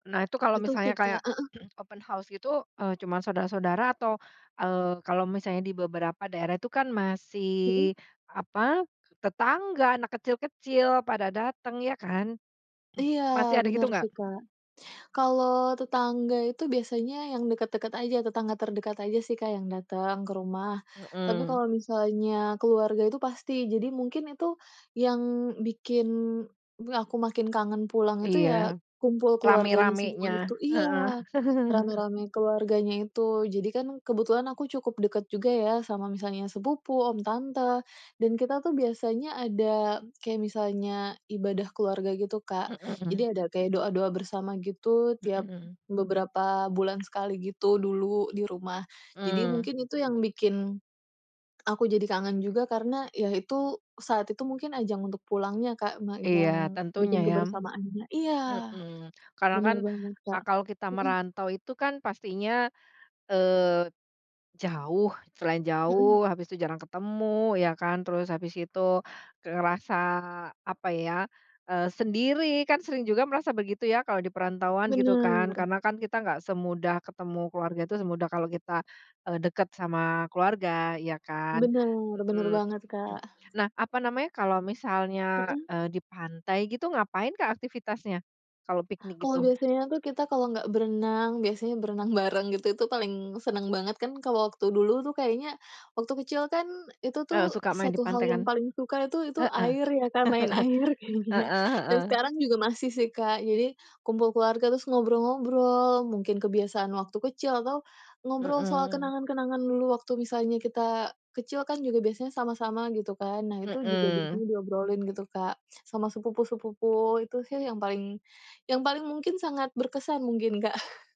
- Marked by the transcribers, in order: tapping; throat clearing; in English: "open house"; throat clearing; chuckle; throat clearing; chuckle; laughing while speaking: "kayaknya"; chuckle
- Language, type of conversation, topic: Indonesian, podcast, Apa ritual kecil di rumah yang membuat kamu merasa seperti benar-benar pulang?